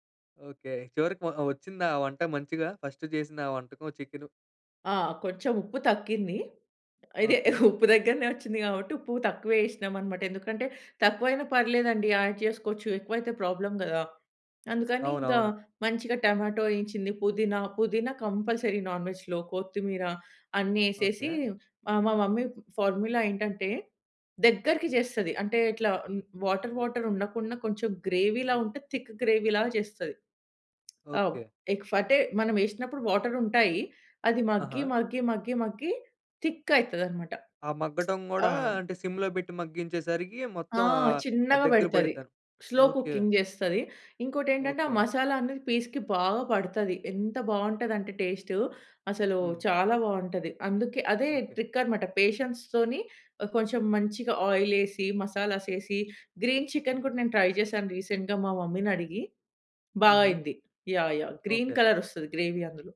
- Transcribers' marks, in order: in English: "ఫస్ట్"; "తగ్గింది" said as "తక్కింది"; chuckle; in English: "యాడ్"; in English: "ప్రాబ్లమ్"; in English: "టమాటో, చిల్లీ"; in English: "కంపల్సరీ నాన్‍వెజ్‍లో"; in English: "మమ్మీ ఫార్ములా"; in English: "వాటర్ వాటర్"; in English: "గ్రేవీలా"; in English: "థిక్ గ్రేవీ"; tapping; in English: "వాటర్"; in English: "థిక్"; lip smack; in English: "సిమ్‌లో"; in English: "స్లో కుకింగ్"; in English: "పీస్‍కి"; in English: "ట్రిక్"; in English: "పేషెన్స్‌తోని"; in English: "ఆయిల్"; in English: "మసాలాస్"; in English: "గ్రీన్ చికెన్"; in English: "ట్రై"; in English: "రీసెంట్‍గా"; in English: "మమ్మీని"; in English: "గ్రీన్ కలర్"; in English: "గ్రేవీ"
- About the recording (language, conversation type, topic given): Telugu, podcast, అమ్మ వండే వంటల్లో మీకు ప్రత్యేకంగా గుర్తుండే విషయం ఏమిటి?